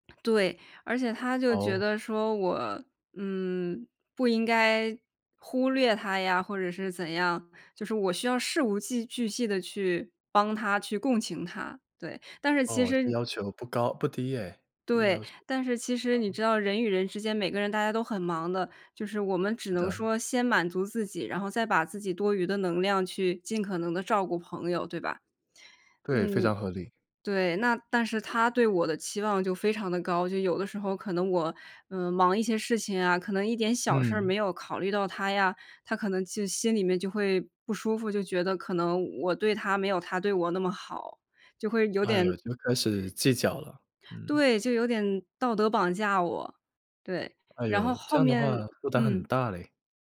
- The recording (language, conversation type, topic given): Chinese, podcast, 你如何决定是留下还是离开一段关系？
- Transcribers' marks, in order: none